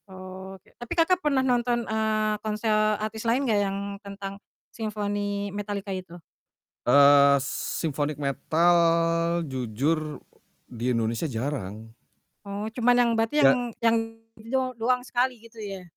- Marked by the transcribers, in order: static; drawn out: "Metal"; distorted speech; other background noise
- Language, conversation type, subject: Indonesian, podcast, Apa momen pertama yang membuat selera musikmu berubah?